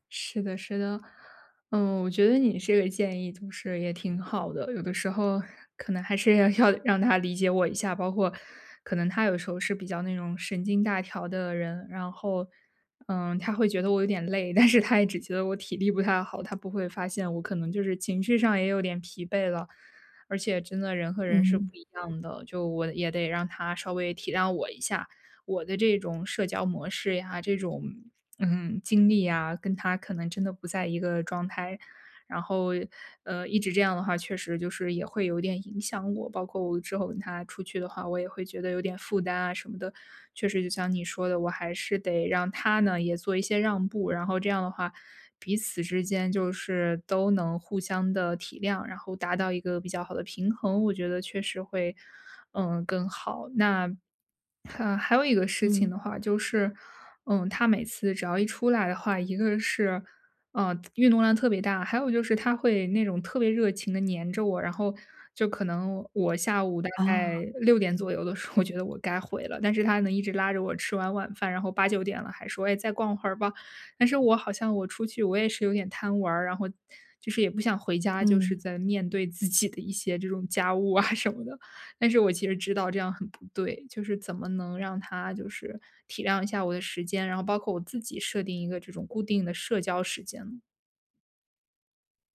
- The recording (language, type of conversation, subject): Chinese, advice, 我怎麼能更好地平衡社交與個人時間？
- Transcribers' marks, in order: laughing while speaking: "要"; laughing while speaking: "但是"; laughing while speaking: "候"; laughing while speaking: "自己的"; laughing while speaking: "啊"